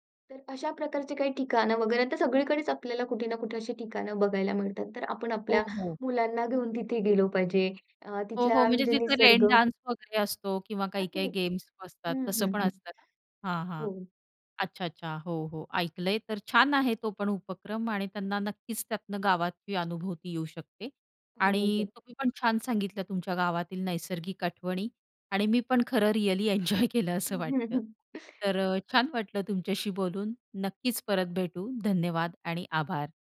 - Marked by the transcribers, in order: in English: "रेन डान्स"; unintelligible speech; laughing while speaking: "रिअली एन्जॉय केलं"; chuckle
- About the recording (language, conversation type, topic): Marathi, podcast, तुमच्या लहानपणातील निसर्गाशी जोडलेल्या कोणत्या आठवणी तुम्हाला आजही आठवतात?